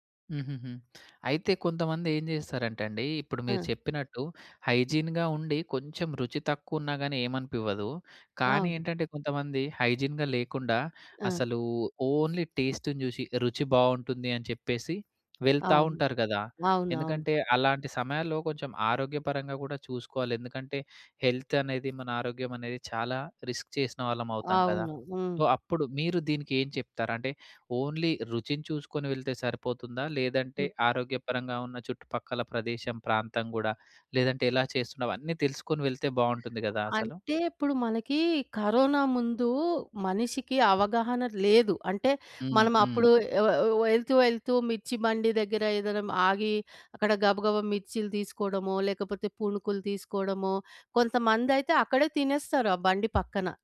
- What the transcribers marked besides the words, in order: in English: "హైజీన్‌గా"; in English: "హైజీన్‌గా"; in English: "ఓన్లీ టేస్ట్‌ని"; in English: "హెల్త్"; in English: "రిస్క్"; in English: "సో"; in English: "ఓన్లీ"
- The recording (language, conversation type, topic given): Telugu, podcast, వీధి తిండి బాగా ఉందో లేదో మీరు ఎలా గుర్తిస్తారు?